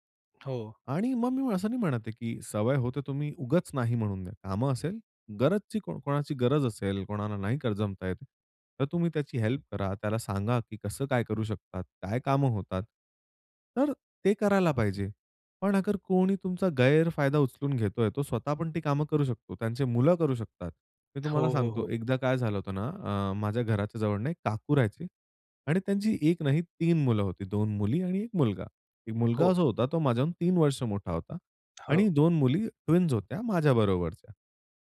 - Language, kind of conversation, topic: Marathi, podcast, लोकांना नकार देण्याची भीती दूर कशी करावी?
- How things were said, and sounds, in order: tapping; in English: "हेल्प"; in English: "ट्विन्स"